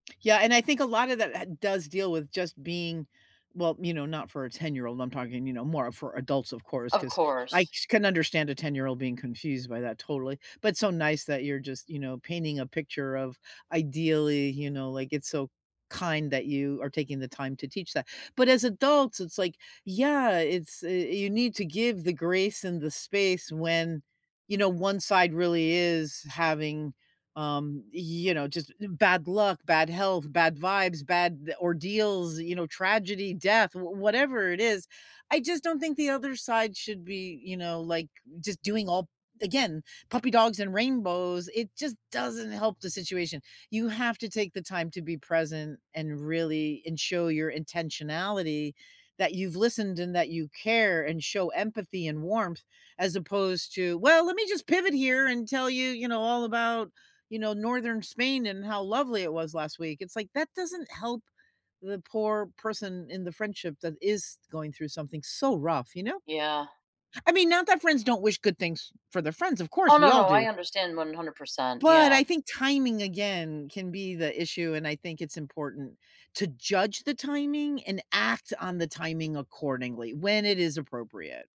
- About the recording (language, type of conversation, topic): English, unstructured, What small, everyday gestures keep your relationship feeling romantic, and how do you make them consistent?
- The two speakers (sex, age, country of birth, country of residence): female, 45-49, United States, United States; female, 65-69, United States, United States
- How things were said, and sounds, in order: other background noise